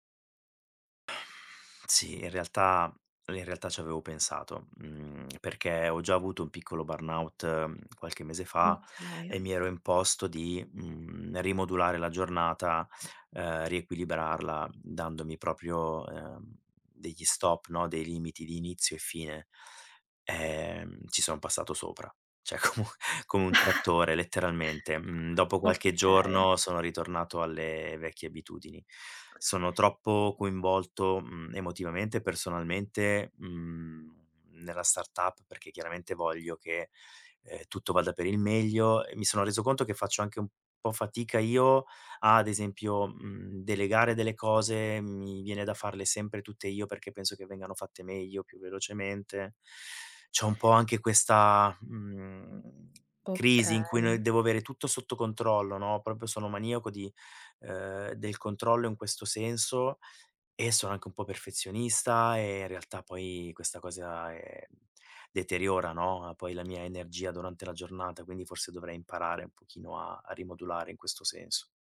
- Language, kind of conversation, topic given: Italian, advice, Come posso gestire l’esaurimento e lo stress da lavoro in una start-up senza pause?
- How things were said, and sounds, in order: exhale; in English: "burnout"; "cioè" said as "ceh"; laughing while speaking: "comun"; chuckle; other background noise; "proprio" said as "propio"; tapping